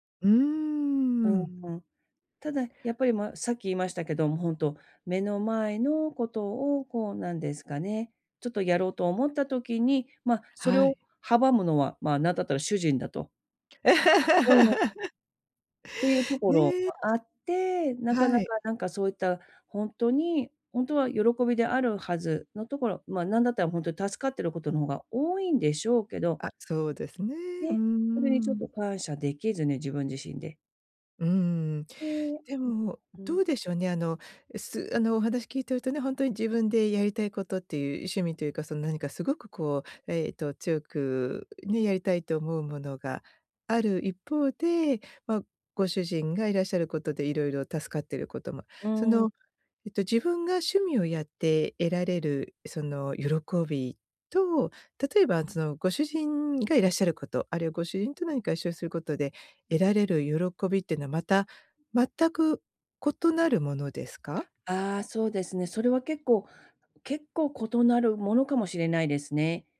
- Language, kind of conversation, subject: Japanese, advice, 日々の中で小さな喜びを見つける習慣をどうやって身につければよいですか？
- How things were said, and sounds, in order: laugh; unintelligible speech; other noise